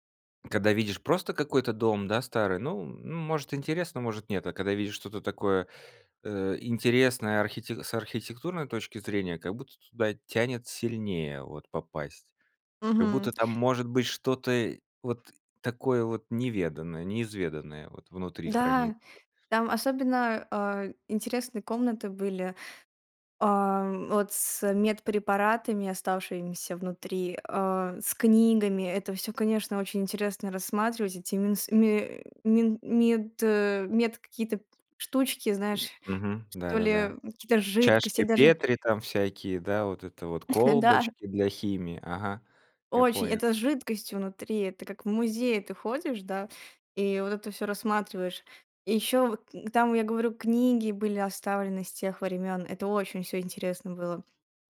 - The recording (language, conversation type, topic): Russian, podcast, Расскажи о поездке, которая чему-то тебя научила?
- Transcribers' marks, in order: other noise; chuckle; laughing while speaking: "Да"